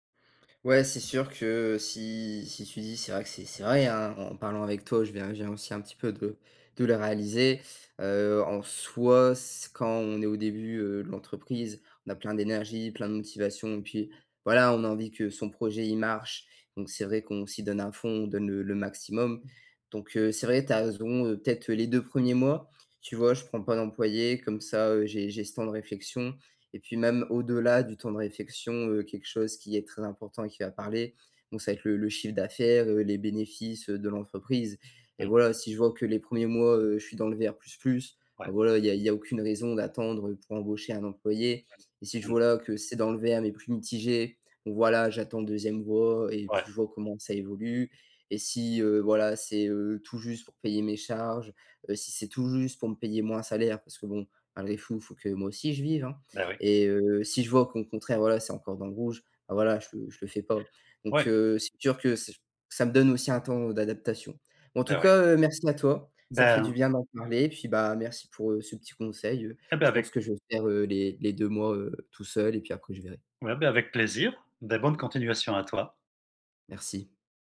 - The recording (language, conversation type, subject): French, advice, Comment gérer mes doutes face à l’incertitude financière avant de lancer ma startup ?
- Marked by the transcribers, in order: none